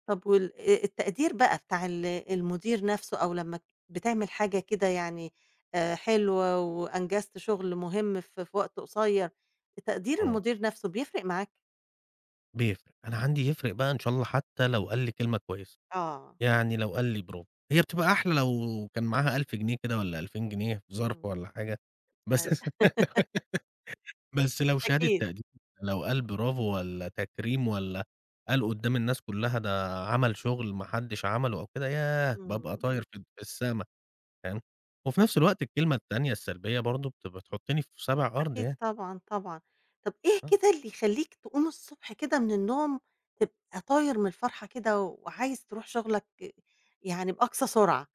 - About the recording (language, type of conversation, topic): Arabic, podcast, إيه اللي بيخليك تحس بالرضا في شغلك؟
- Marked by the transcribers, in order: tapping; laugh